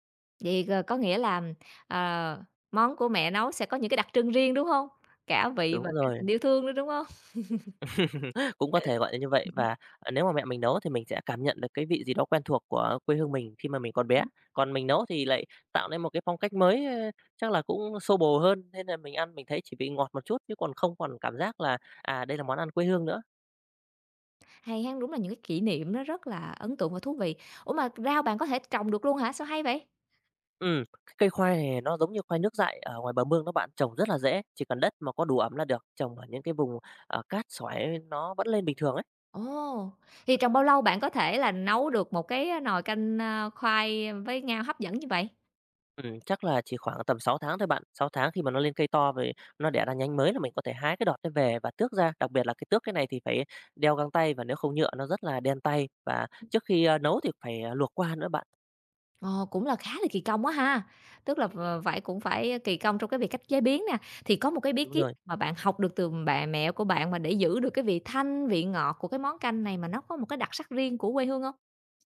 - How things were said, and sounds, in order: tapping; laugh; other background noise; horn
- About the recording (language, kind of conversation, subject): Vietnamese, podcast, Bạn có thể kể về món ăn tuổi thơ khiến bạn nhớ mãi không quên không?